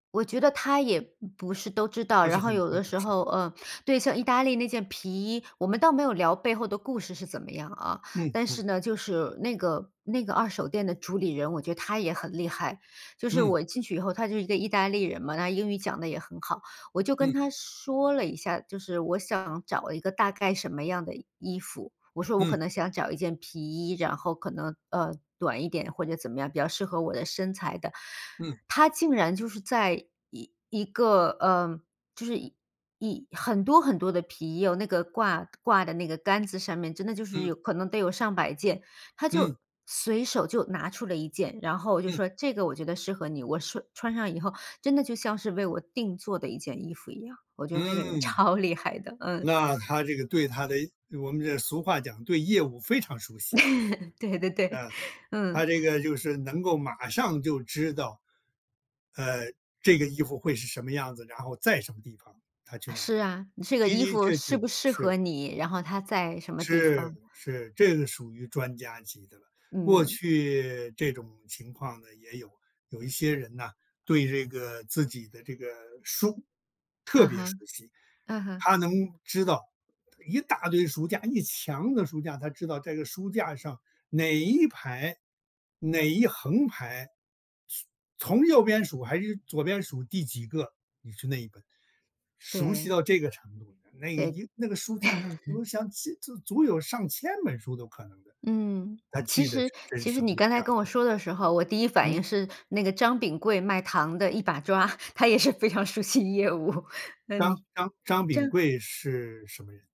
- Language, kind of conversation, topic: Chinese, podcast, 你有哪件衣服背后有故事吗？
- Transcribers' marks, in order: other background noise; tapping; laughing while speaking: "超厉害的"; laugh; laughing while speaking: "对 对 对"; chuckle; chuckle; laughing while speaking: "他也是非常熟悉业务"